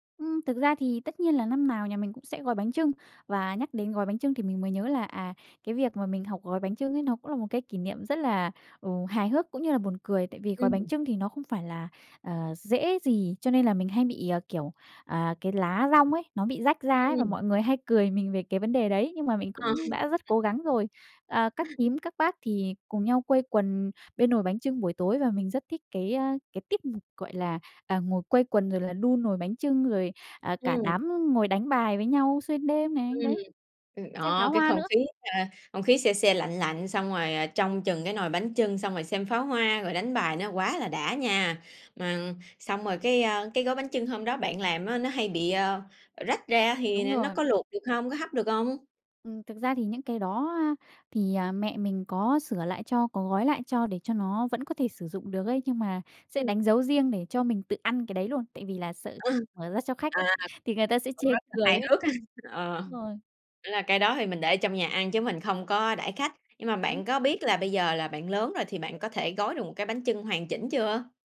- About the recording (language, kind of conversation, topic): Vietnamese, podcast, Bạn có thể kể về một kỷ niệm Tết gia đình đáng nhớ của bạn không?
- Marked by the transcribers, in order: laughing while speaking: "À"; other background noise; other noise; laughing while speaking: "ha! Ờ"; tapping